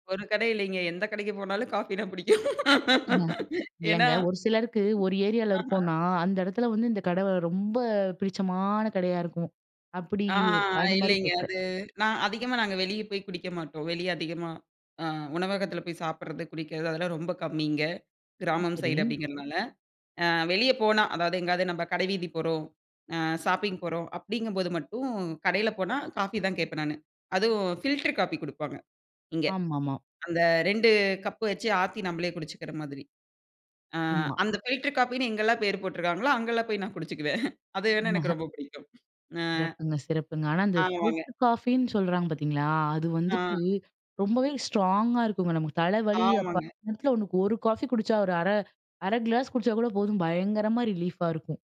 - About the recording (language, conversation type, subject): Tamil, podcast, காபி அல்லது தேன் பற்றிய உங்களுடைய ஒரு நினைவுக் கதையைப் பகிர முடியுமா?
- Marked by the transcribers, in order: laugh; tapping; in English: "ஷாப்பிங்"; chuckle; in English: "ஸ்ட்ராங்கா"; in English: "ரிலீஃப்பா"